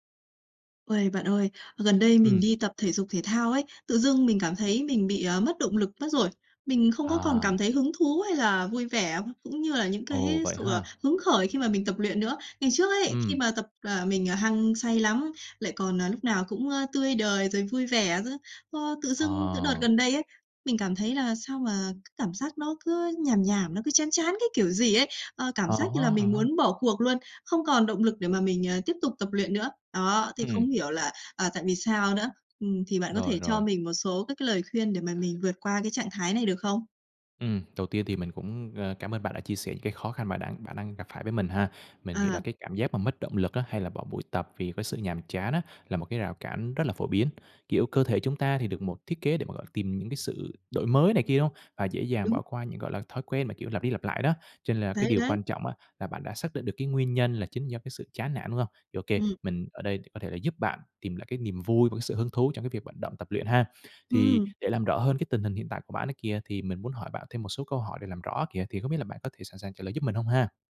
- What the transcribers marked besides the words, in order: tapping
- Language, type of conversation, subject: Vietnamese, advice, Làm sao để lấy lại động lực tập luyện và không bỏ buổi vì chán?